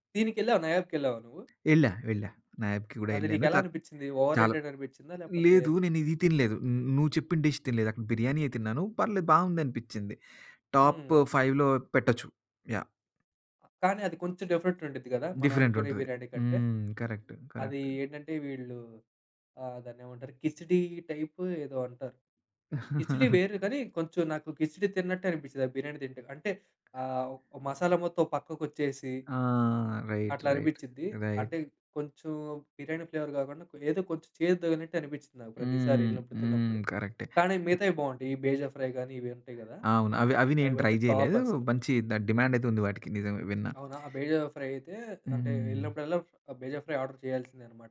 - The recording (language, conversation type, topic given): Telugu, podcast, మీ పట్టణంలో మీకు చాలా ఇష్టమైన స్థానిక వంటకం గురించి చెప్పగలరా?
- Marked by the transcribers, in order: other background noise; in English: "ఓవర్ రేటెడ్"; in English: "డిష్"; in English: "టాప్ ఫైవ్‌లో"; in English: "యాహ్!"; in English: "డిఫరెంట్‌గా"; in English: "డిఫరెంట్"; in English: "కరెక్ట్, కరెక్ట్"; in English: "టైప్"; giggle; tapping; in English: "రైట్, రైట్, రైట్"; in English: "ఫ్లేవర్"; other noise; in English: "బేజ ఫ్రై"; in English: "ట్రై"; in English: "టాప్"; in English: "డిమాండ్"; in English: "బేజ ఫ్రై"; in English: "బేజ ఫ్రై ఆర్డర్"